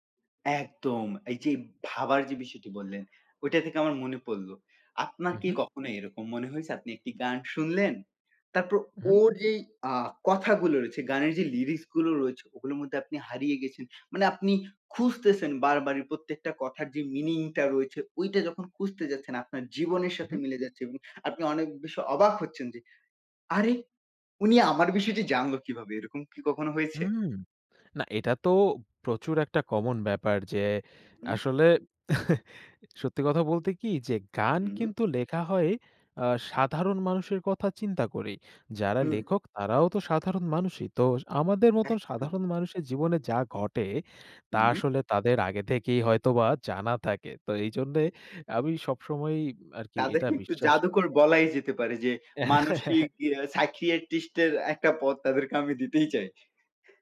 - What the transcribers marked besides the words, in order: put-on voice: "আরেহ! উনি আমার বিষয়টি জানল কীভাবে?"; other background noise; chuckle; laugh; tapping; laughing while speaking: "পথ তাদেরকে আমি দিতেই চাই"
- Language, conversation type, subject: Bengali, unstructured, সঙ্গীত আপনার জীবনে কী ধরনের প্রভাব ফেলেছে?